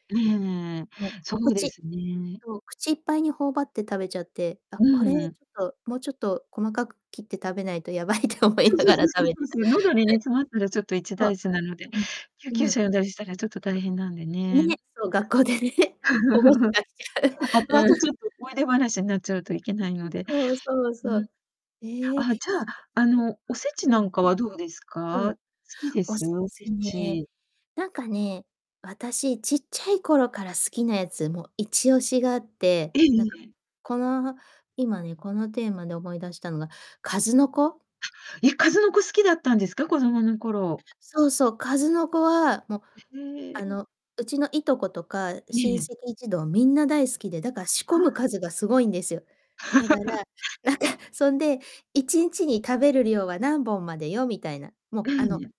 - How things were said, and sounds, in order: distorted speech; laughing while speaking: "やばいって思いながら食べてた"; chuckle; laughing while speaking: "学校でね、保護者が来ちゃう"; chuckle; tapping; laugh
- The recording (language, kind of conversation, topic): Japanese, unstructured, 好きな伝統料理は何ですか？なぜそれが好きなのですか？